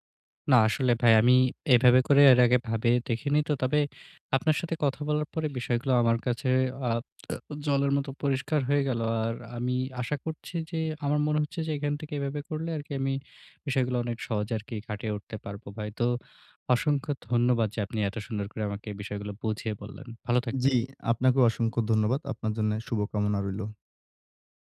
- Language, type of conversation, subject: Bengali, advice, আমি ব্যর্থতার পর আবার চেষ্টা করার সাহস কীভাবে জোগাড় করব?
- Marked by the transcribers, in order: "ভাবে" said as "ভ্যাবে"; throat clearing